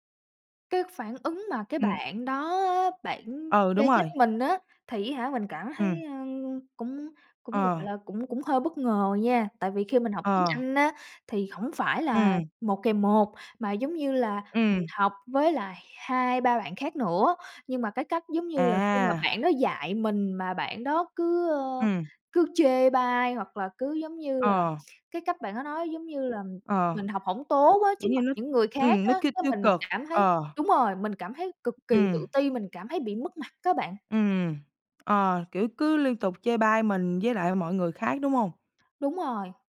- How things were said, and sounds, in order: tapping; other background noise
- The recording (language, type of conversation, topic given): Vietnamese, podcast, Bạn có thể kể về một thất bại đã thay đổi cách bạn nhìn cuộc sống không?